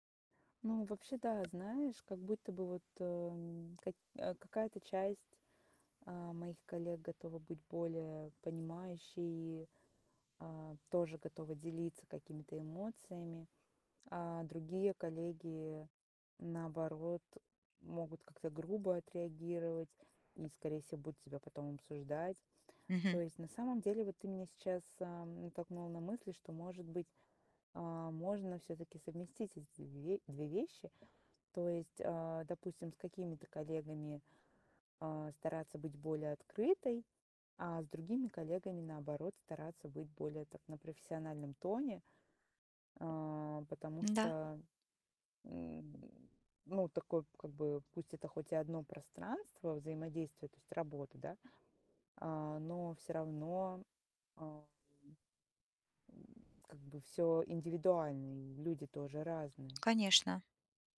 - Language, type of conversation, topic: Russian, advice, Как мне сочетать искренность с желанием вписаться в новый коллектив, не теряя себя?
- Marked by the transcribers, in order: tapping